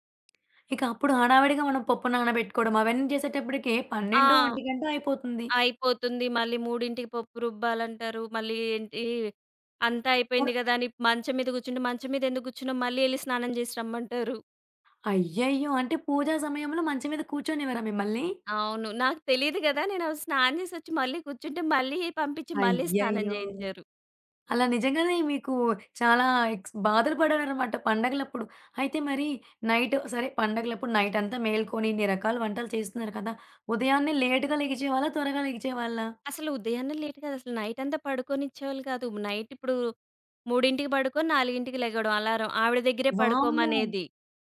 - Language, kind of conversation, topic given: Telugu, podcast, విభిన్న వయస్సులవారి మధ్య మాటలు అపార్థం కావడానికి ప్రధాన కారణం ఏమిటి?
- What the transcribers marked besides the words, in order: tapping; other background noise; in English: "నైట్"; in English: "నైట్"; in English: "లేట్‌గా"; in English: "లేట్"; in English: "నైట్"; in English: "నైట్"